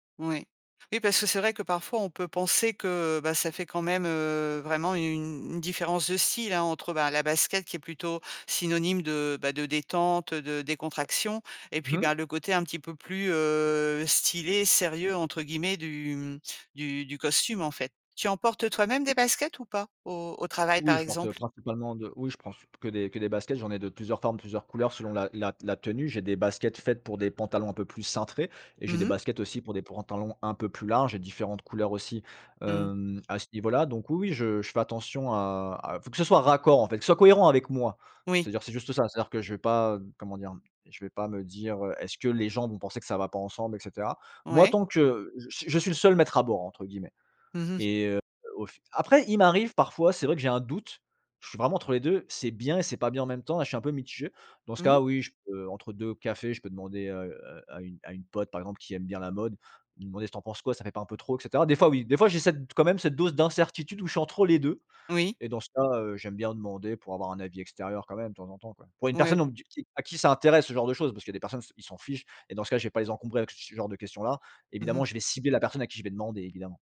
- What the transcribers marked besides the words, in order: "pantalons" said as "prantalons"
- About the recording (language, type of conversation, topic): French, podcast, Comment trouves-tu l’inspiration pour t’habiller chaque matin ?